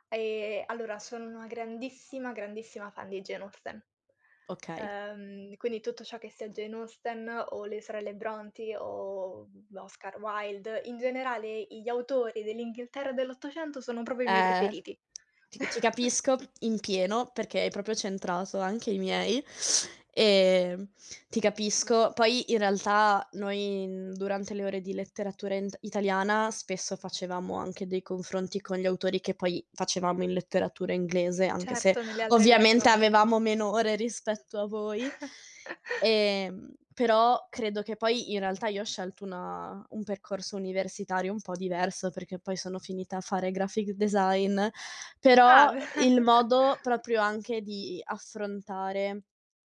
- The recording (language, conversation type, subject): Italian, unstructured, Qual è stata la tua materia preferita a scuola e perché?
- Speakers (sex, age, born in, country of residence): female, 20-24, Italy, Italy; female, 20-24, Italy, Italy
- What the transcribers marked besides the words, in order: other background noise; "quindi" said as "quini"; "proprio" said as "propo"; chuckle; "proprio" said as "propio"; chuckle; tapping; laughing while speaking: "ve"; chuckle